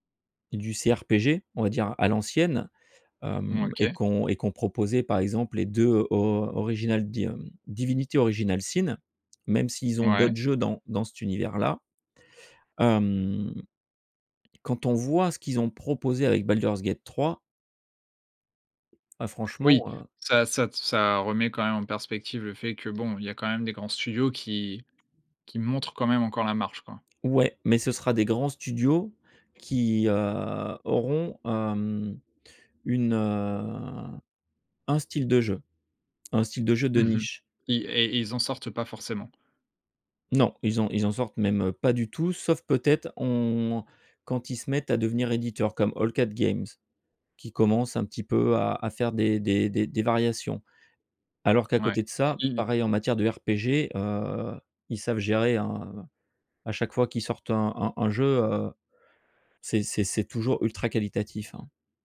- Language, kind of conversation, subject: French, podcast, Quel rôle jouent les émotions dans ton travail créatif ?
- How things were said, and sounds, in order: other background noise